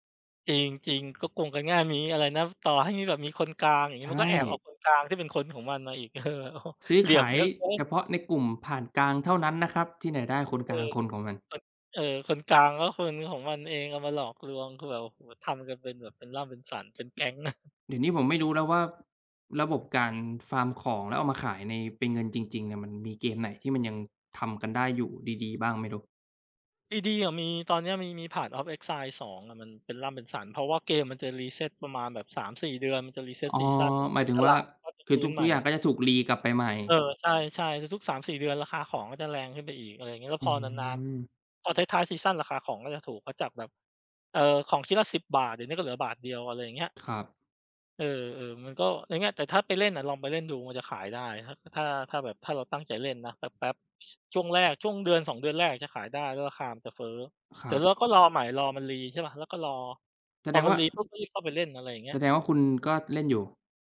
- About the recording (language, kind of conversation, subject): Thai, unstructured, เคยมีเกมหรือกิจกรรมอะไรที่เล่นแล้วสนุกจนลืมเวลาไหม?
- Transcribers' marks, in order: stressed: "เกิน"; tapping; other background noise